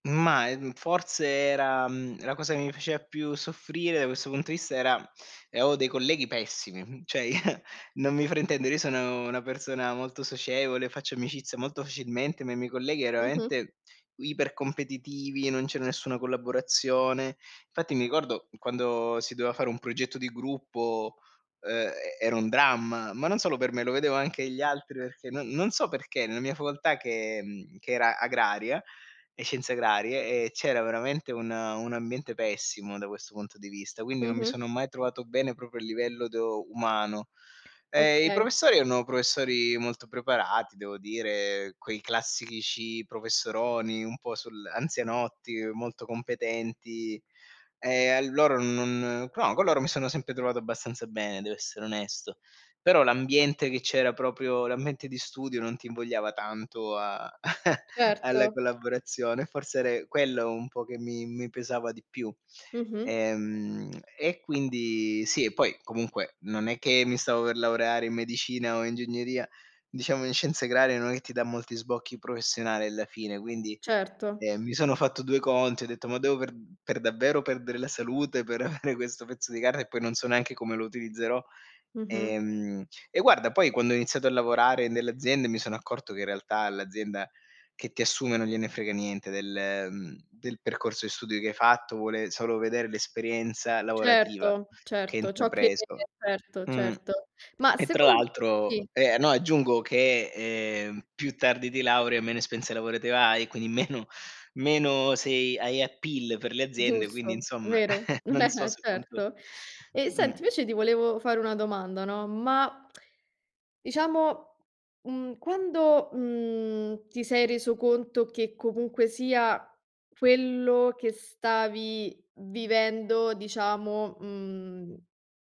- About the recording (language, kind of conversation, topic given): Italian, podcast, Raccontami di un fallimento che ti ha insegnato qualcosa di importante?
- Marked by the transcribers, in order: "cioè" said as "ceh"; chuckle; "proprio" said as "propo"; "classici" said as "classichici"; chuckle; tapping; laughing while speaking: "avere"; "esperienza" said as "espenzia"; laughing while speaking: "meno"; in English: "appeal"; chuckle; lip smack; other background noise